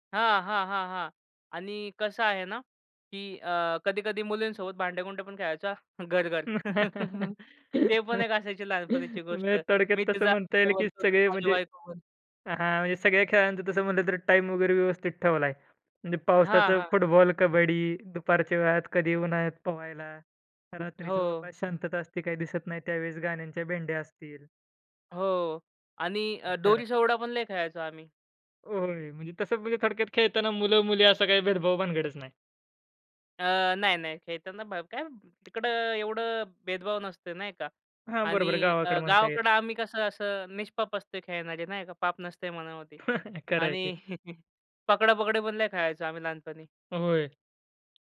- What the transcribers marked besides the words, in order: laugh; laughing while speaking: "म्हणजे थोडक्यात तसं म्हणता येईल की सगळे म्हणजे"; chuckle; other noise; tapping; chuckle
- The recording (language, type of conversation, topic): Marathi, podcast, गावात खेळताना तुला सर्वात आवडणारी कोणती आठवण आहे?